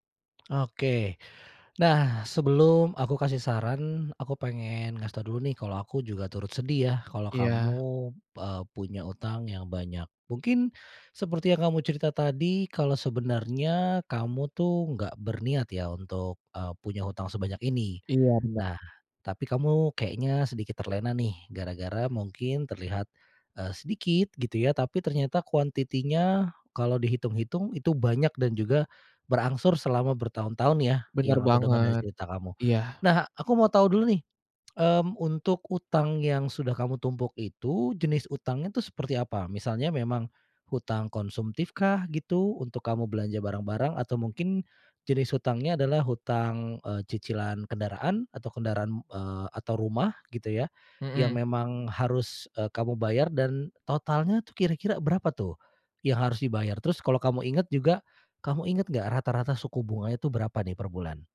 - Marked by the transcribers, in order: tapping; in English: "quantity-nya"; tongue click
- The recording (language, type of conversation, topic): Indonesian, advice, Bingung memilih melunasi utang atau mulai menabung dan berinvestasi